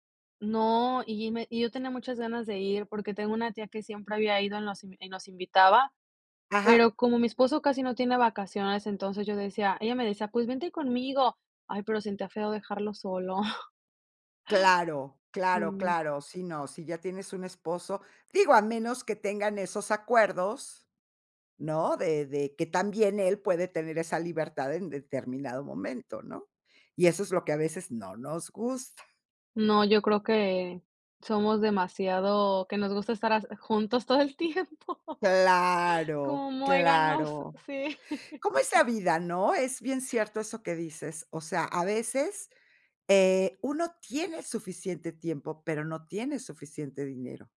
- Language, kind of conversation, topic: Spanish, podcast, ¿Qué lugar natural te gustaría visitar antes de morir?
- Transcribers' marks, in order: giggle; laughing while speaking: "todo el tiempo"; laugh